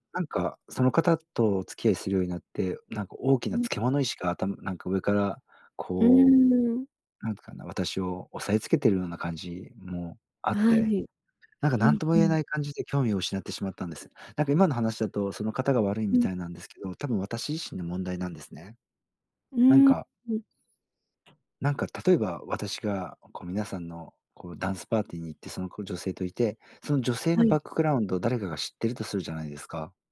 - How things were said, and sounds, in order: none
- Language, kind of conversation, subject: Japanese, advice, 冷めた関係をどう戻すか悩んでいる